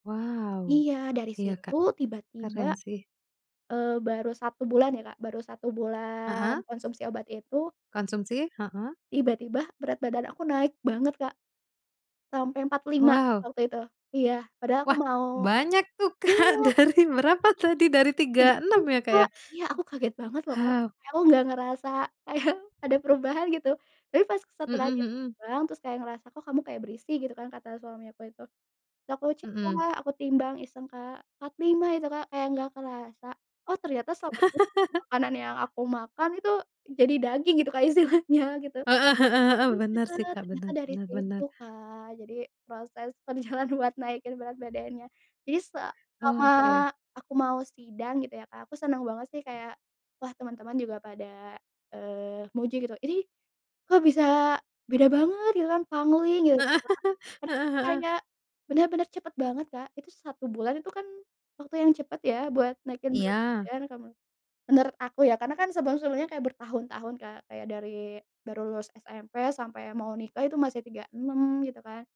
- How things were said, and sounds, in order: chuckle; chuckle; laughing while speaking: "istilahnya"; laughing while speaking: "perjalanan"; other background noise; chuckle
- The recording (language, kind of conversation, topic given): Indonesian, podcast, Bagaimana caramu tetap termotivasi saat hasilnya belum terlihat dan kemajuannya terasa lambat?